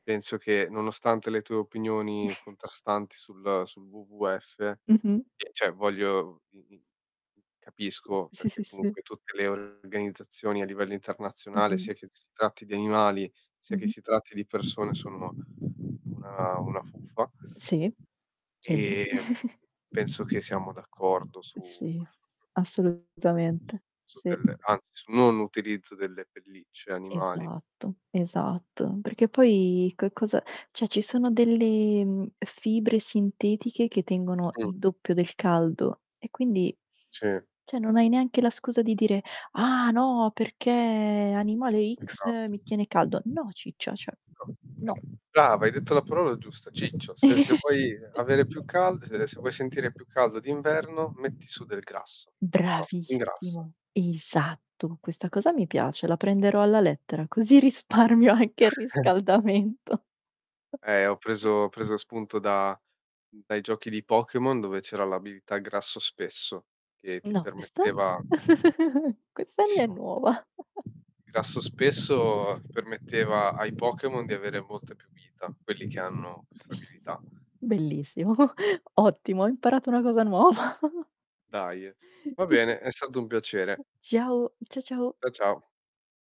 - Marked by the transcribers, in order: chuckle; distorted speech; "cioè" said as "ceh"; other background noise; chuckle; stressed: "non utilizzo"; tapping; "cioè" said as "ceh"; "cioè" said as "ceh"; unintelligible speech; "cioè" said as "ceh"; chuckle; laughing while speaking: "così risparmio anche il riscaldamento"; chuckle; chuckle; chuckle; chuckle; laughing while speaking: "Bellissimo"; chuckle; laughing while speaking: "nuova!"; chuckle; other noise
- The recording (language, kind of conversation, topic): Italian, unstructured, Qual è la tua opinione sulle pellicce realizzate con animali?